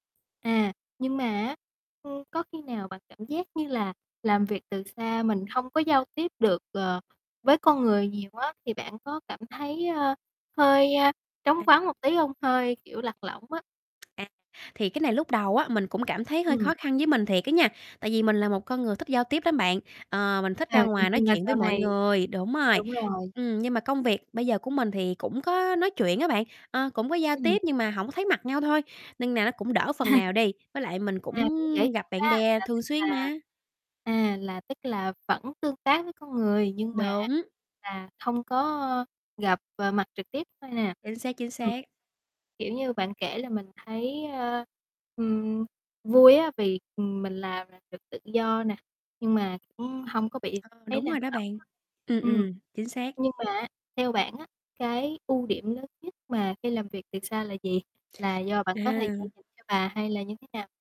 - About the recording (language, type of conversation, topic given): Vietnamese, podcast, Bạn nghĩ sao về việc làm từ xa hiện nay?
- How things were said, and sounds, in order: tapping; other background noise; distorted speech; static; unintelligible speech; chuckle; horn; unintelligible speech